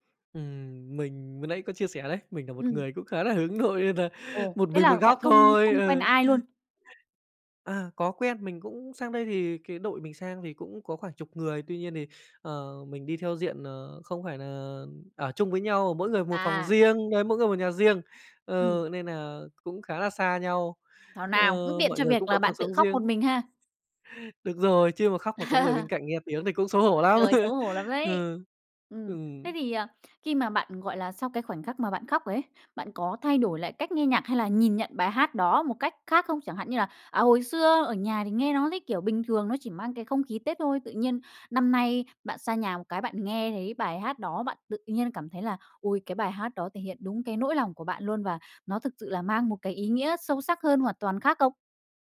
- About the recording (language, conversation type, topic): Vietnamese, podcast, Bạn đã bao giờ nghe nhạc đến mức bật khóc chưa, kể cho mình nghe được không?
- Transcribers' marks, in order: tapping; chuckle; other background noise; laugh; laugh